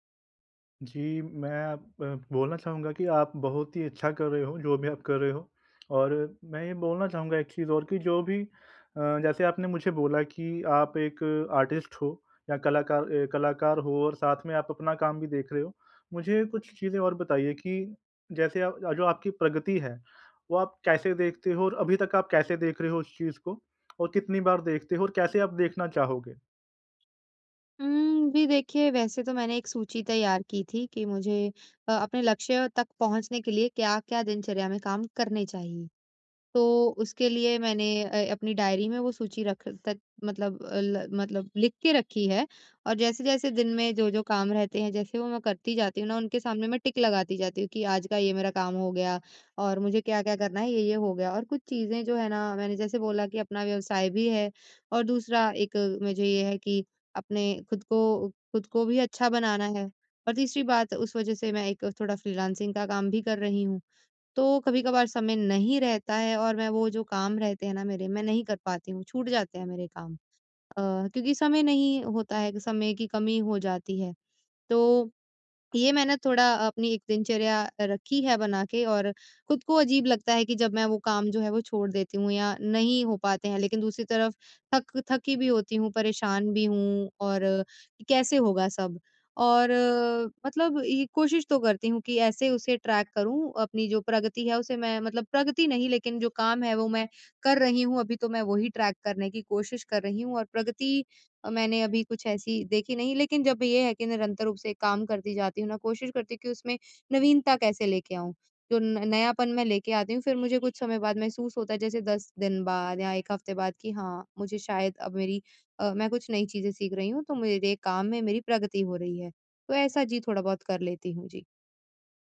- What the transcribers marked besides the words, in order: in English: "आर्टिस्ट"; tapping; in English: "ट्रैक"; in English: "ट्रैक"
- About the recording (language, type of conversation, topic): Hindi, advice, मैं अपनी प्रगति की समीक्षा कैसे करूँ और प्रेरित कैसे बना रहूँ?